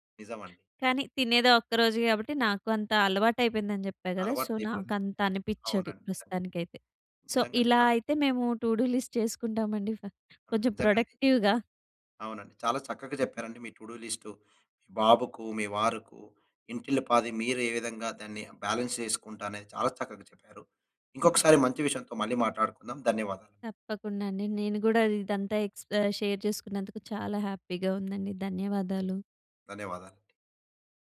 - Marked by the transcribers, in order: in English: "సో"; in English: "సో"; in English: "టూడూ లిస్ట్"; chuckle; in English: "ప్రొడక్టివ్‌గా"; other background noise; in English: "టూడూ లిస్ట్"; in English: "బాలన్స్"; other noise; in English: "షేర్"; in English: "హ్యాపీగా"
- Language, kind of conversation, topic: Telugu, podcast, నీ చేయాల్సిన పనుల జాబితాను నీవు ఎలా నిర్వహిస్తావు?